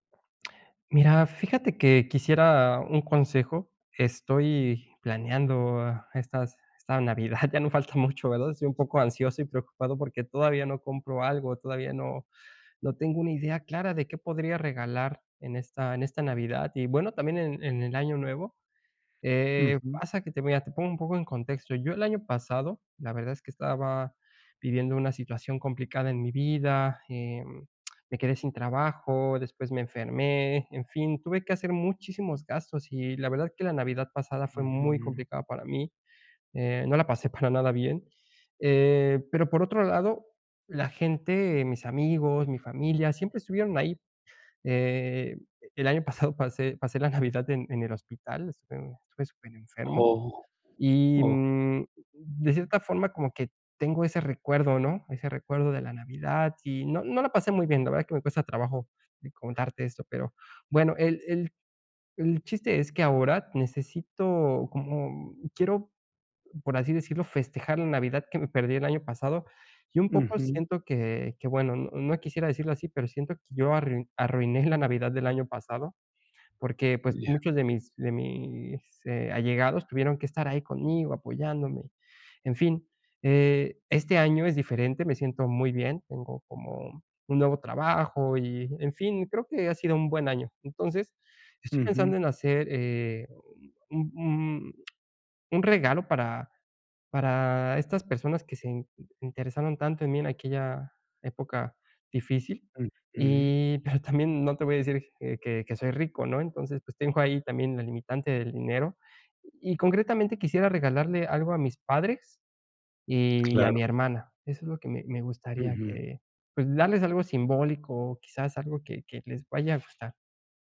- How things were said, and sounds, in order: laughing while speaking: "Navidad ya no falta mucho, ¿verdad? Estoy un poco ansioso"
- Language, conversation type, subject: Spanish, advice, ¿Cómo puedo encontrar ropa y regalos con poco dinero?